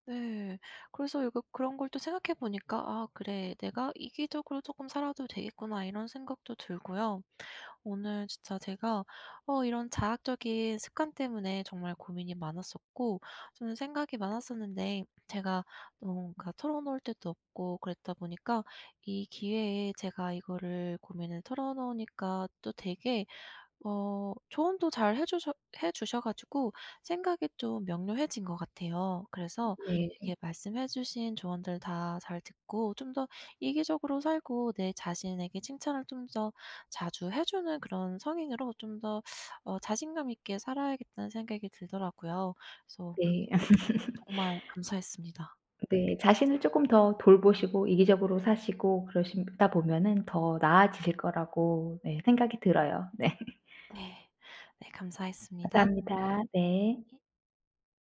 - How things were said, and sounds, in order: tapping; other background noise; teeth sucking; laugh; unintelligible speech; laughing while speaking: "네"; laugh
- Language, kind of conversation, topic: Korean, advice, 자꾸 스스로를 깎아내리는 생각이 습관처럼 떠오를 때 어떻게 해야 하나요?